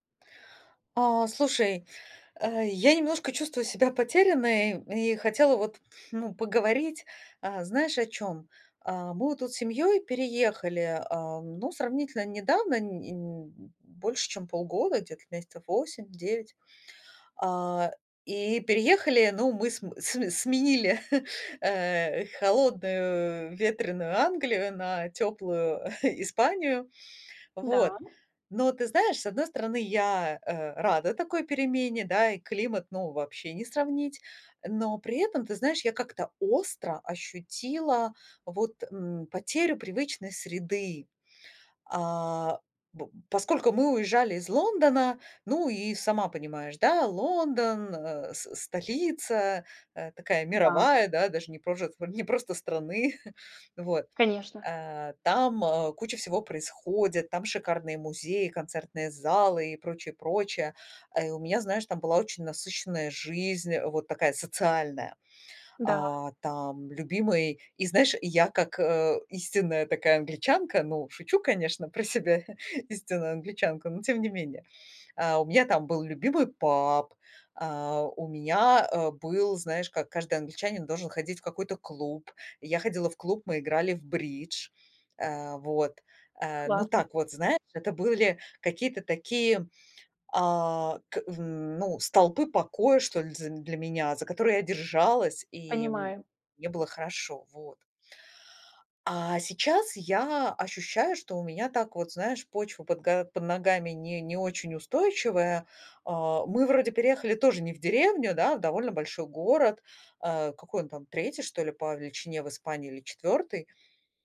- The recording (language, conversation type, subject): Russian, advice, Что делать, если после переезда вы чувствуете потерю привычной среды?
- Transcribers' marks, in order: chuckle; chuckle; other background noise; chuckle; tapping